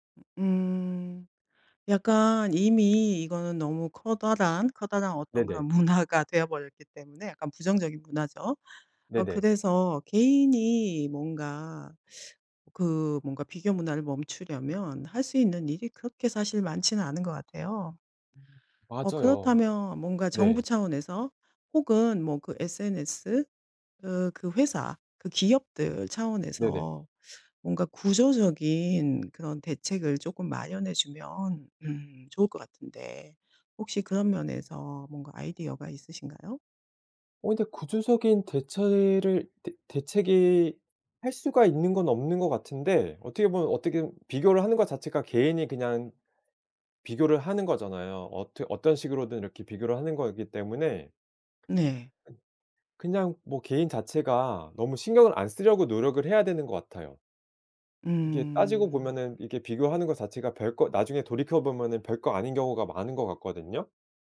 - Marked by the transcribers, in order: other background noise; laughing while speaking: "문화가"; teeth sucking
- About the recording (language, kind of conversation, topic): Korean, podcast, 다른 사람과의 비교를 멈추려면 어떻게 해야 할까요?